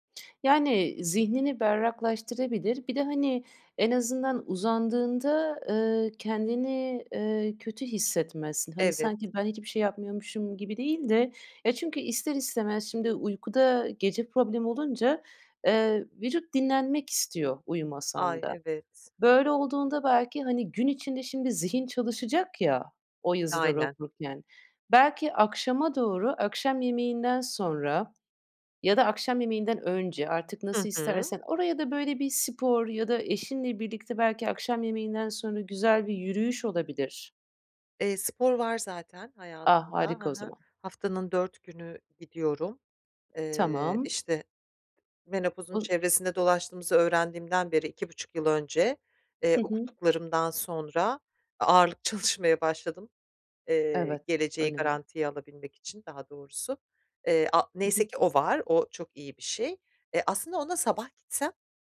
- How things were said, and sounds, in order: other background noise; tapping; laughing while speaking: "çalışmaya"
- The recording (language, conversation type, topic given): Turkish, advice, Tutarlı bir uyku programını nasıl oluşturabilirim ve her gece aynı saatte uyumaya nasıl alışabilirim?